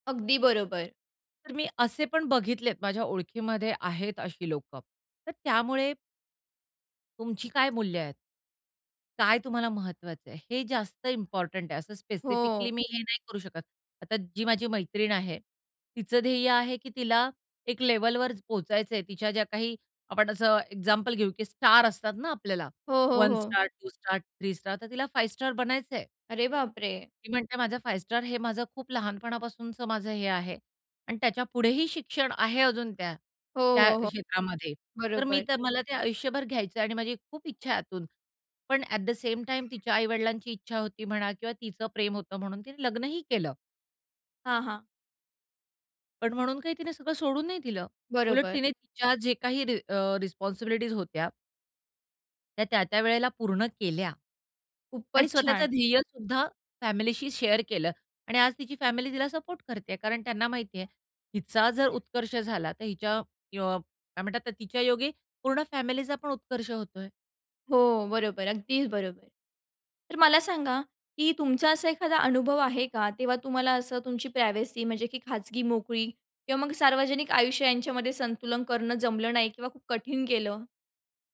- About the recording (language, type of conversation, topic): Marathi, podcast, त्यांची खाजगी मोकळीक आणि सार्वजनिक आयुष्य यांच्यात संतुलन कसं असावं?
- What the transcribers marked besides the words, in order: other noise; in English: "ॲट द"; in English: "रिस्पॉन्सिबिलिटीज"; in English: "शेअर"; in English: "प्रायव्हसी"